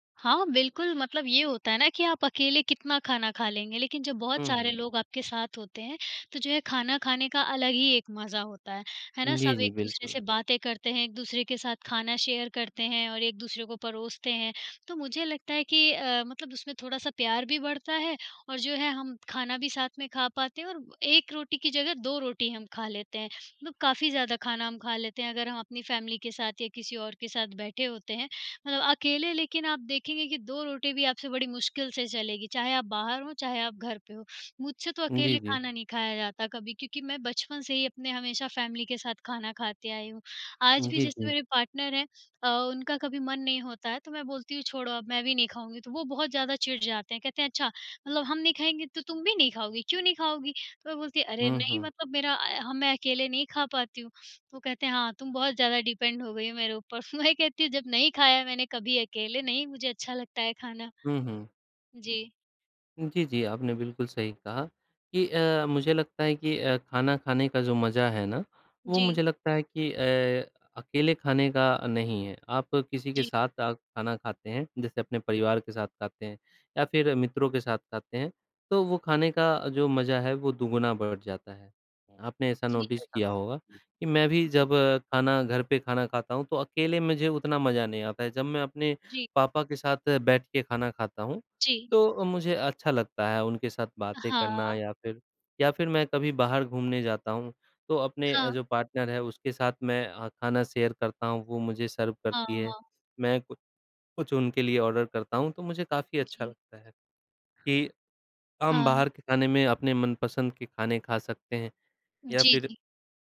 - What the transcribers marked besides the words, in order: in English: "शेयर"; in English: "फ़ैमिली"; other background noise; in English: "फ़ैमिली"; in English: "पार्टनर"; in English: "डिपेंड"; laughing while speaking: "मैं"; background speech; in English: "नोटिस"; tapping; in English: "पार्टनर"; in English: "शेयर"; in English: "सर्व"; in English: "ऑर्डर"
- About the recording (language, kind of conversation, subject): Hindi, unstructured, क्या आपको घर का खाना ज़्यादा पसंद है या बाहर का?
- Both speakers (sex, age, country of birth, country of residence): female, 40-44, India, India; male, 25-29, India, India